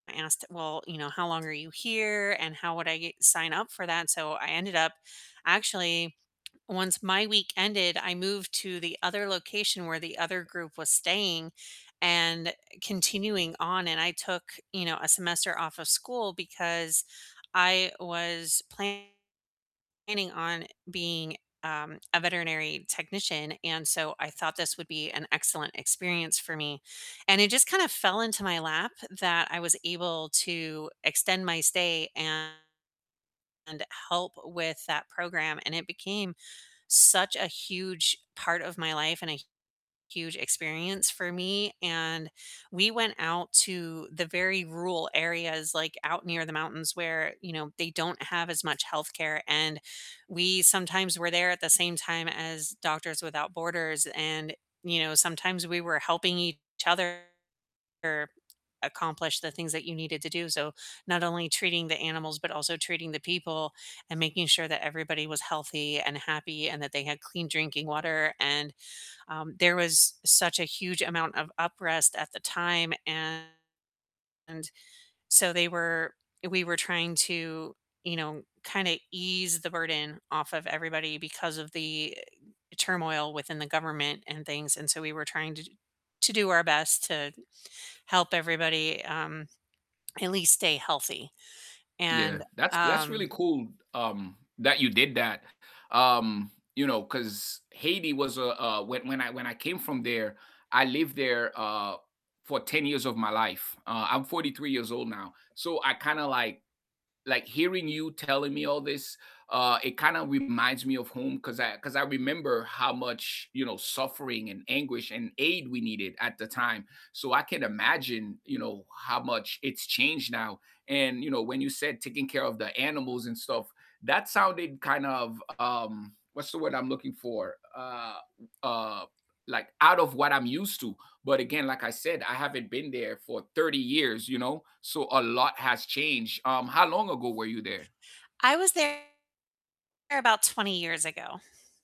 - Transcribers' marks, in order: other background noise; tapping; distorted speech; mechanical hum
- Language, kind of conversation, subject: English, unstructured, How do you decide whether volunteering or learning locally while traveling is worth your time for building genuine connections?
- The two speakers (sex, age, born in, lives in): female, 50-54, United States, United States; male, 45-49, United States, United States